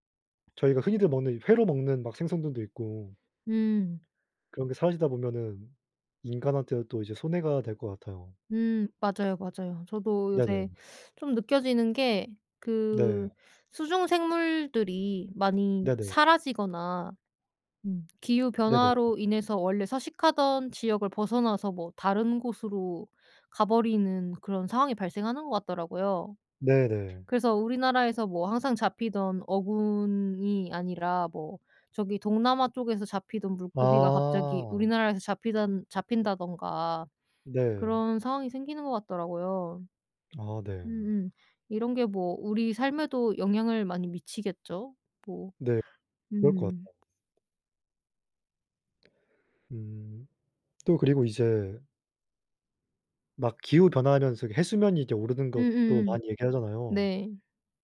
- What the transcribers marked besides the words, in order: other background noise; tapping
- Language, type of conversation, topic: Korean, unstructured, 기후 변화로 인해 사라지는 동물들에 대해 어떻게 느끼시나요?